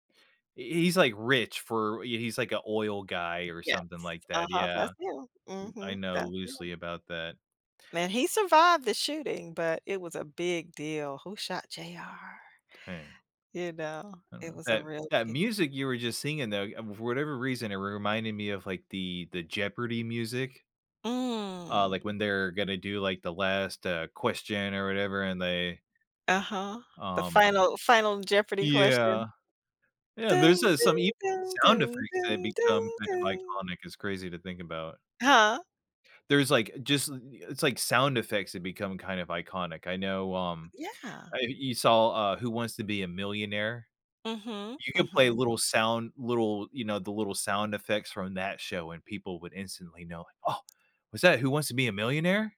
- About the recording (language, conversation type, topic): English, unstructured, How should I feel about a song after it's used in media?
- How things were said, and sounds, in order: tapping; other background noise; put-on voice: "J.R.?"; humming a tune